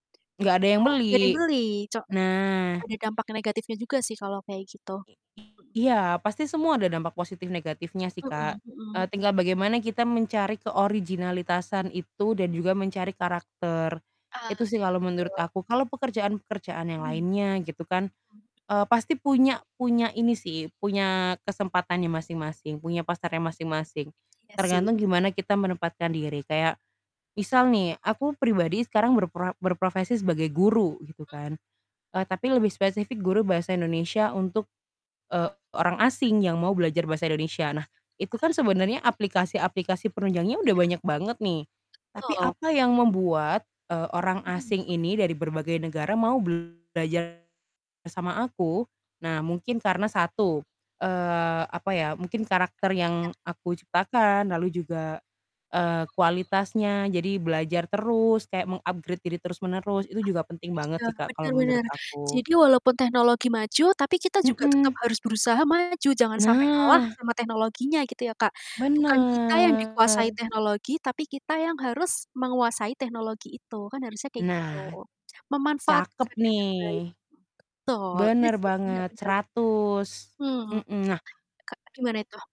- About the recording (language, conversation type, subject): Indonesian, unstructured, Apakah kemajuan teknologi membuat pekerjaan manusia semakin tergantikan?
- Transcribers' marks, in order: static; distorted speech; mechanical hum; other background noise; tapping; background speech; in English: "meng-upgrade"; drawn out: "Bener"